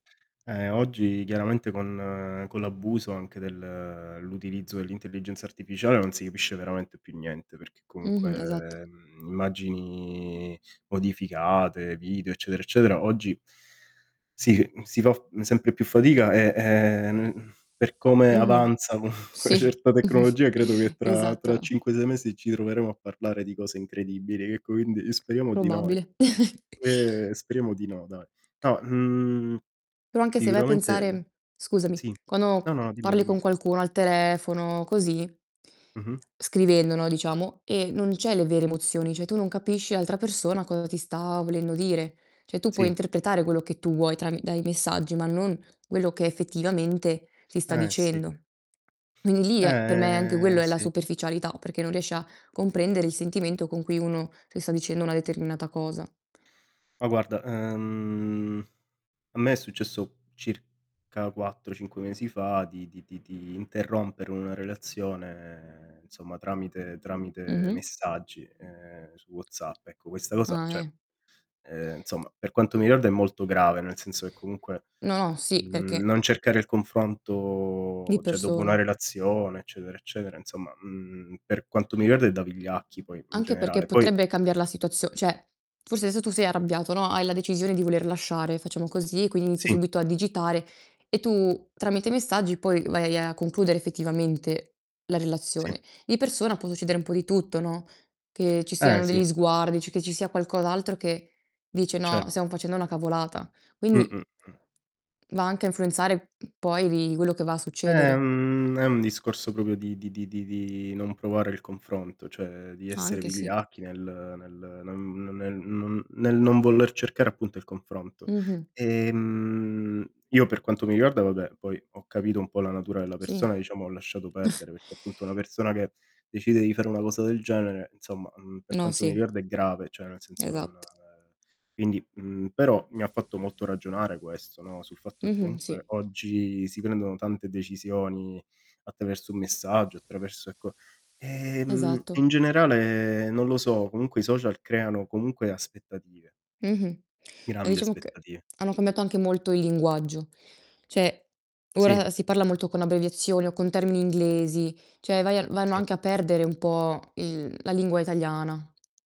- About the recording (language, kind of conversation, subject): Italian, unstructured, Come pensi che i social media influenzino le nostre relazioni personali?
- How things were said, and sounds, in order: other background noise; static; tapping; drawn out: "immagini"; laughing while speaking: "co 'na certa tecnologia"; chuckle; distorted speech; chuckle; "cioè" said as "ceh"; "Cioè" said as "ceh"; drawn out: "Eh"; drawn out: "ehm"; drawn out: "relazione"; "insomma" said as "inzomma"; "cioè" said as "ceh"; drawn out: "confronto"; "cioè" said as "ceh"; "insomma" said as "inzomma"; "cioè" said as "ceh"; "cioè" said as "ceh"; drawn out: "un"; "voler" said as "voller"; drawn out: "Ehm"; chuckle; "insomma" said as "inzomma"; "Cioè" said as "ceh"; "cioè" said as "ceh"